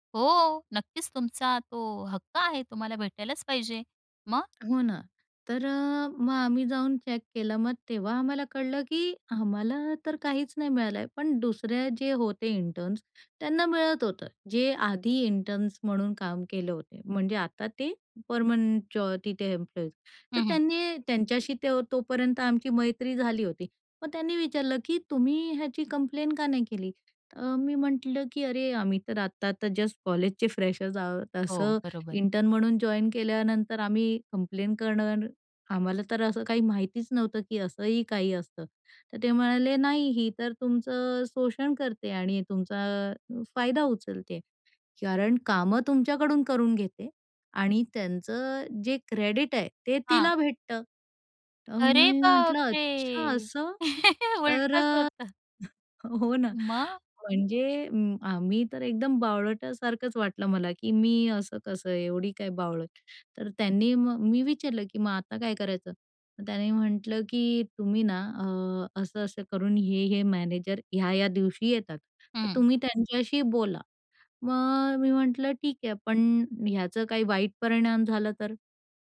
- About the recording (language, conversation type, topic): Marathi, podcast, अपयशानंतर तुमच्यात काय बदल झाला?
- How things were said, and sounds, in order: drawn out: "हो"; tapping; in English: "चेक"; in English: "इंटर्न्स"; in English: "इंटर्न्स"; in English: "एम्प्लॉईज"; in English: "फ्रेशर"; in English: "इंटर्न"; in English: "क्रेडिट"; surprised: "अरे बापरे!"; laughing while speaking: "उलटच होतं"; chuckle